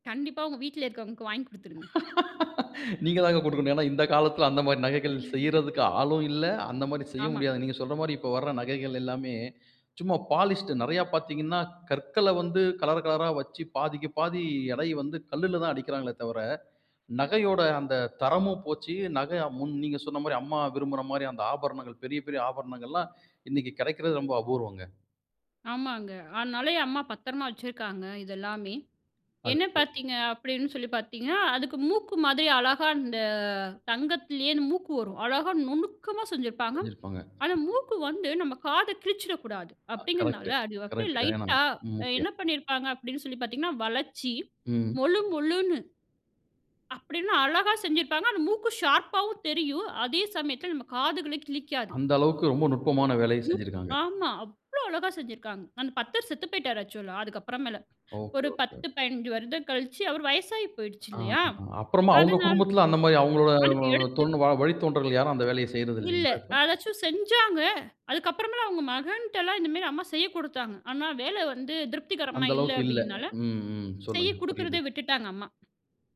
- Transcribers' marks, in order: laugh; other background noise; in English: "பாலிஷ்டு"; wind; other noise; in English: "ஆக்சுவலா"; tapping
- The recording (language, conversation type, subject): Tamil, podcast, நீங்கள் அணியும் நகையைப் பற்றிய ஒரு கதையைச் சொல்ல முடியுமா?